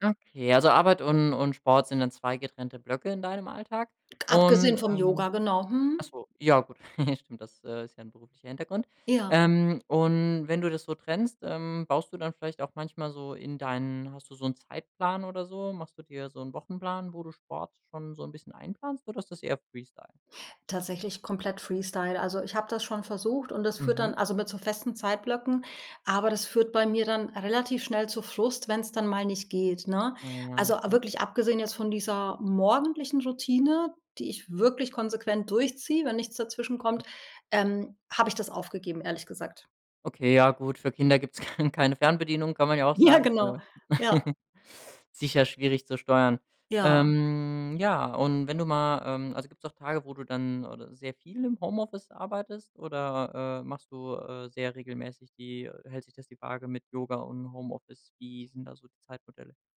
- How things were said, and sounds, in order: chuckle; in English: "freestyle?"; in English: "freestyle"; chuckle; laughing while speaking: "Ja"; chuckle
- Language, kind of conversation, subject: German, podcast, Wie baust du kleine Bewegungseinheiten in den Alltag ein?